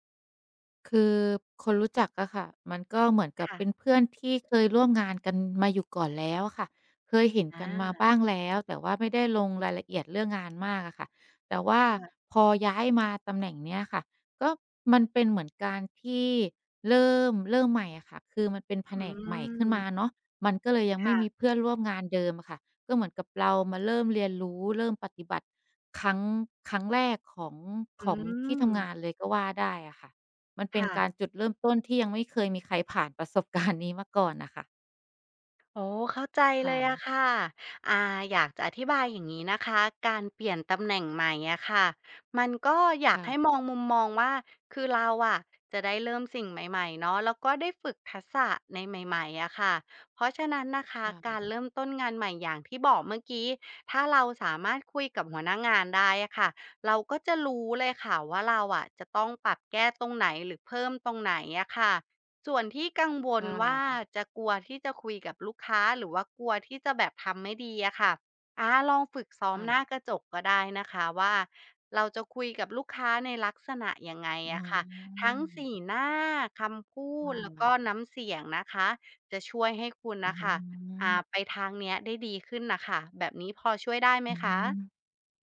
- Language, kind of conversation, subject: Thai, advice, เมื่อคุณได้เลื่อนตำแหน่งหรือเปลี่ยนหน้าที่ คุณควรรับมือกับความรับผิดชอบใหม่อย่างไร?
- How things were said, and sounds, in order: drawn out: "อา"; drawn out: "แล้ว"; drawn out: "เริ่ม"; drawn out: "อืม"; drawn out: "อืม"; laughing while speaking: "การณ์"; tapping; other background noise; drawn out: "ค่ะ"; drawn out: "อืม"; drawn out: "หน้า"; drawn out: "อ๋อ"; drawn out: "อือ"